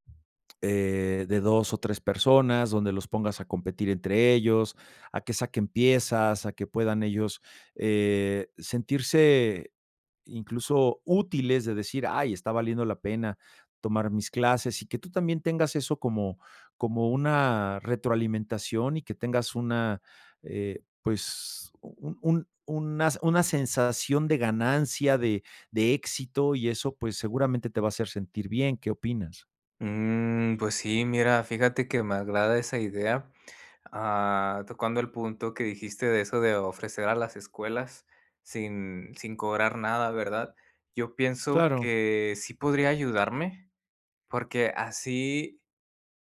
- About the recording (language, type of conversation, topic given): Spanish, advice, ¿Cómo puedo encontrarle sentido a mi trabajo diario si siento que no tiene propósito?
- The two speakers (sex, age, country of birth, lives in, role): male, 30-34, United States, Mexico, user; male, 55-59, Mexico, Mexico, advisor
- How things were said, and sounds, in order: none